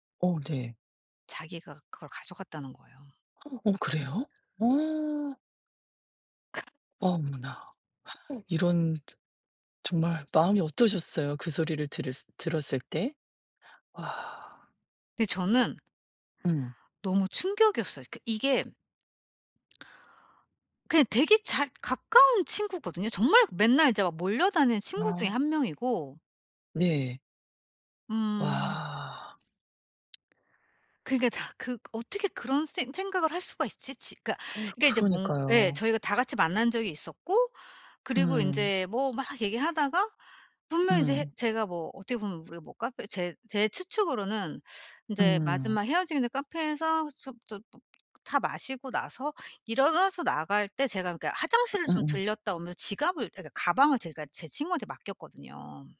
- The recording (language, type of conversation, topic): Korean, advice, 다른 사람을 다시 신뢰하려면 어디서부터 안전하게 시작해야 할까요?
- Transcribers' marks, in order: gasp; laugh; other background noise; tapping; gasp